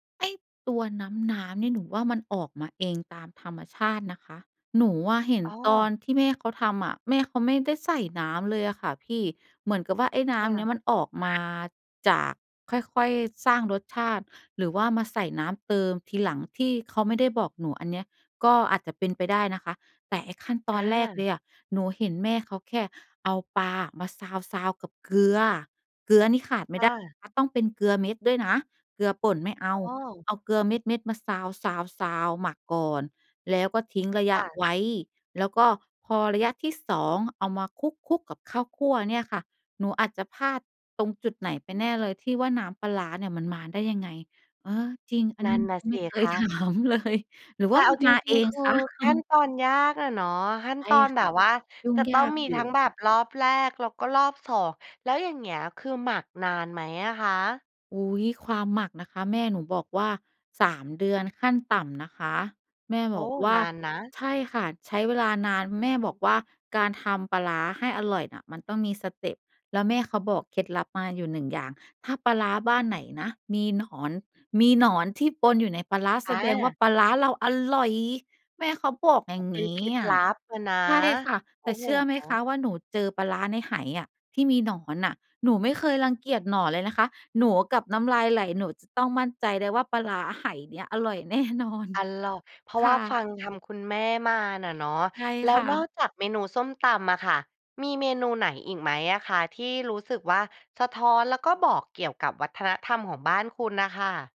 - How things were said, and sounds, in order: laughing while speaking: "ถามเลย"; laughing while speaking: "อืม"; laughing while speaking: "แน่นอน"
- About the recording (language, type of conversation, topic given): Thai, podcast, อาหารแบบบ้าน ๆ ของครอบครัวคุณบอกอะไรเกี่ยวกับวัฒนธรรมของคุณบ้าง?